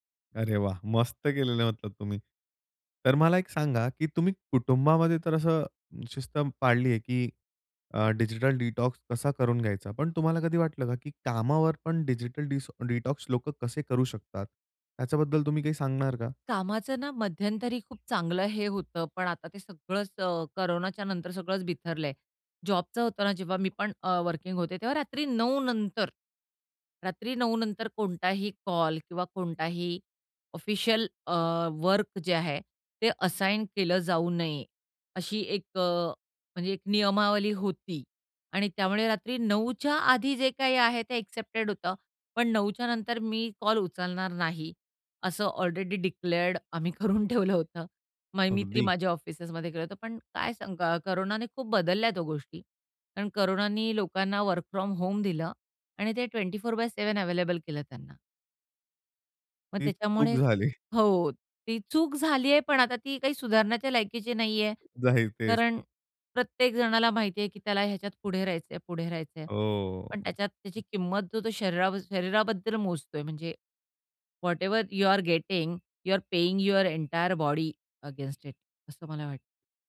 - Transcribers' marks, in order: in English: "डिटॉक्स"; in English: "डिटॉक्स"; bird; in English: "वर्किंग"; tapping; in English: "असाइन"; in English: "एक्सेप्टेड"; in English: "डिक्लेअर्ड"; laughing while speaking: "करून ठेवलं होतं"; in English: "वर्क फ्रॉम होम"; in English: "ट्वेंटीफोर बाय सेवेन"; laughing while speaking: "झाली"; drawn out: "ओह!"; in English: "व्हॉटएव्हर यु आर गेटिंग, यू आर पेइंग यूर एंटायर बॉडी अगेन्स्ट इट"
- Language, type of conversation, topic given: Marathi, podcast, डिजिटल डिटॉक्स तुमच्या विश्रांतीला कशी मदत करतो?